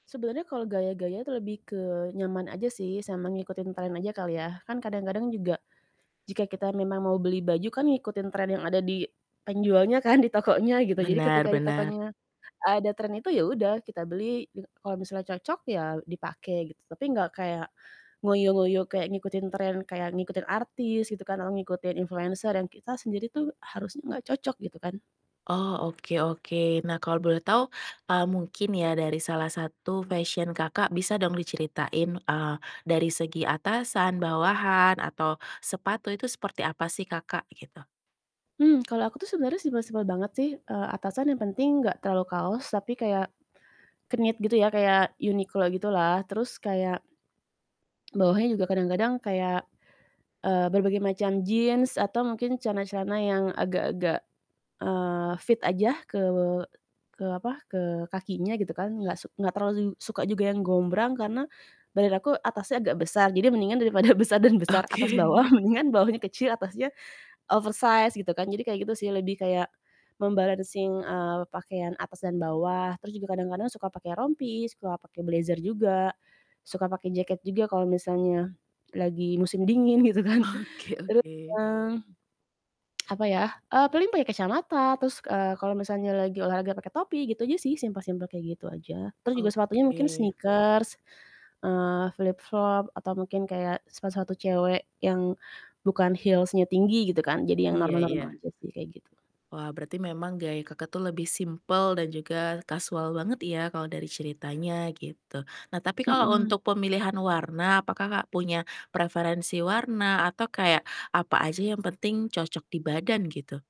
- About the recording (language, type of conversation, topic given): Indonesian, podcast, Bagaimana cara menyeimbangkan gaya pribadi dan tuntutan pekerjaan?
- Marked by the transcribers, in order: in Javanese: "ngoyo-ngoyo"; other background noise; in English: "knit"; laughing while speaking: "besar"; laughing while speaking: "bawah"; laughing while speaking: "Oke"; in English: "oversized"; in English: "mem-balancing"; "rompi" said as "rompis"; laughing while speaking: "gitu kan"; distorted speech; tsk; in English: "sneakers"